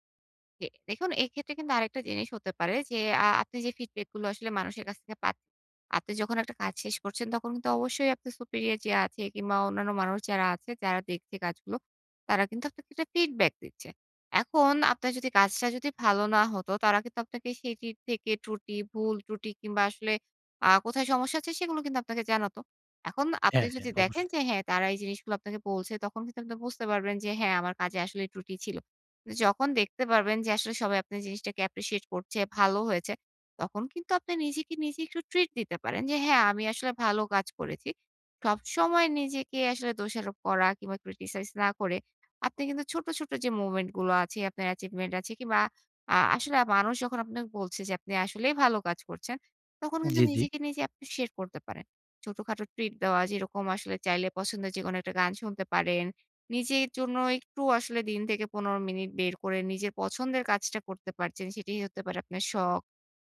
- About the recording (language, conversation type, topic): Bengali, advice, কাজ শেষ হলেও আমার সন্তুষ্টি আসে না এবং আমি সব সময় বদলাতে চাই—এটা কেন হয়?
- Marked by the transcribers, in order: "আপনার" said as "আপনে"; in English: "Superior"; in English: "Appreciate"; in English: "Criticize"; in English: "appreciate"